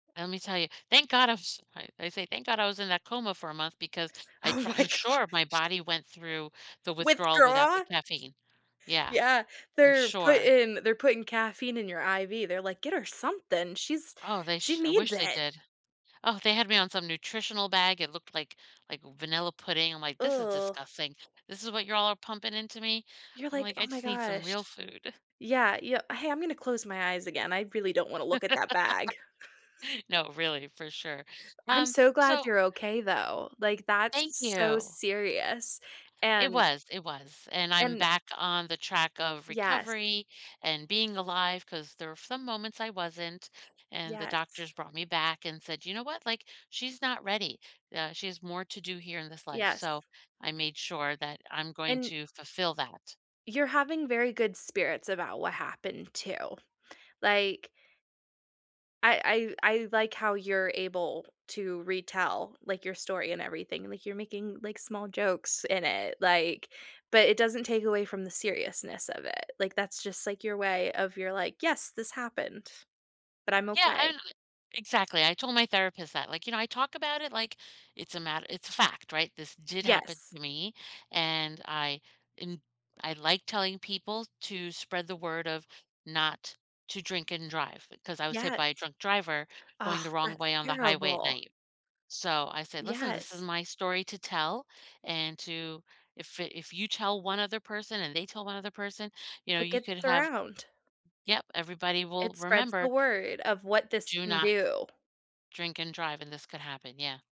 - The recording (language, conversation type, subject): English, unstructured, Which morning rituals set a positive tone for you, and how can we inspire each other?
- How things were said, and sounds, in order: laughing while speaking: "Oh my gosh"; tapping; groan; laugh; chuckle